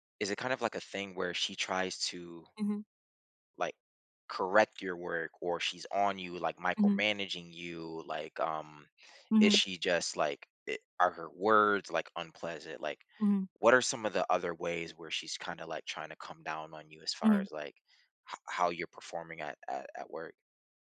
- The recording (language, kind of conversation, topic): English, advice, How can I cope with workplace bullying?
- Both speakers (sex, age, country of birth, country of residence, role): female, 30-34, United States, United States, user; male, 30-34, United States, United States, advisor
- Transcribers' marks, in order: none